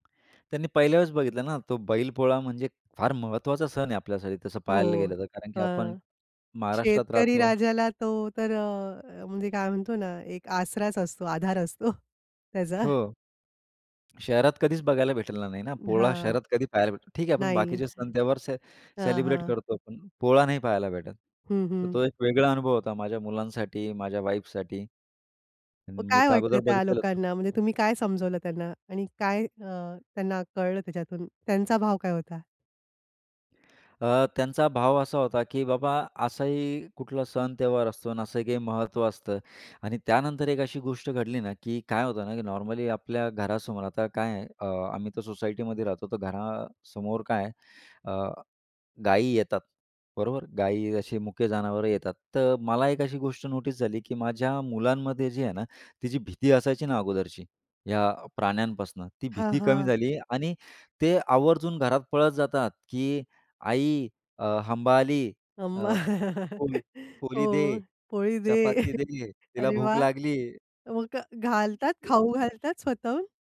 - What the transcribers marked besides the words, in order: tapping; chuckle; other background noise; chuckle; "पोळी-" said as "पोली"; chuckle; "पोळी" said as "पोली"; other noise
- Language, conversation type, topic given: Marathi, podcast, तुम्ही नव्या पिढीला कोणत्या रिवाजांचे महत्त्व समजावून सांगता?